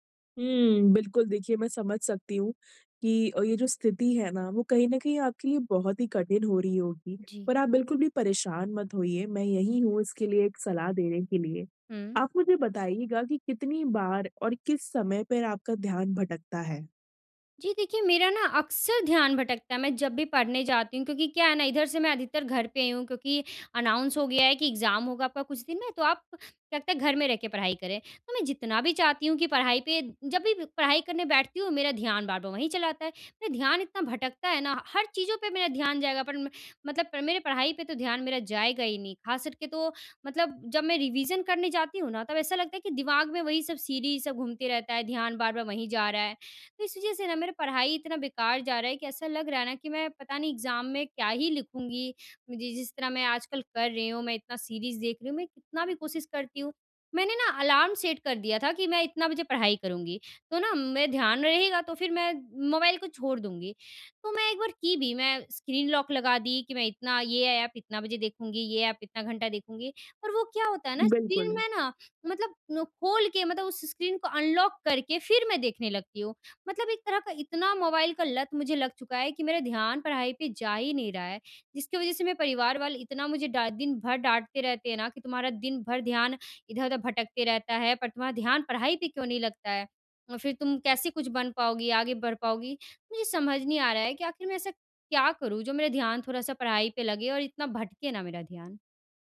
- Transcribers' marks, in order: in English: "अनाउंस"; in English: "एग्जाम"; in English: "रिविज़न"; in English: "सीरीज़"; in English: "एग्जाम"; in English: "सीरीज़"; in English: "सेट"; in English: "अनलॉक"
- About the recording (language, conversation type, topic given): Hindi, advice, मैं ध्यान भटकने और टालमटोल करने की आदत कैसे तोड़ूँ?